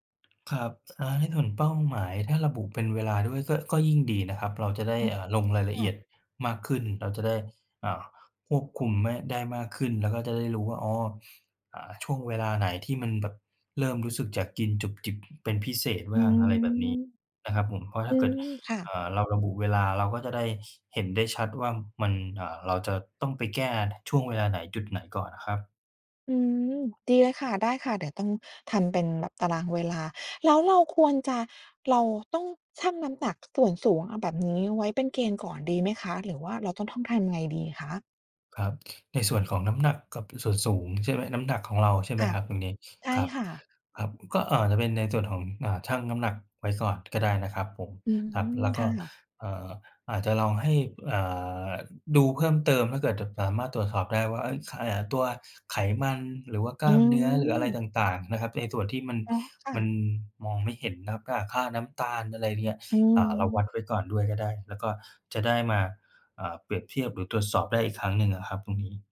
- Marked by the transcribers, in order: other background noise; tapping; "อาจจะ" said as "อ่ายา"
- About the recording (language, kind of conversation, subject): Thai, advice, คุณมีวิธีจัดการกับการกินไม่เป็นเวลาและการกินจุบจิบตลอดวันอย่างไร?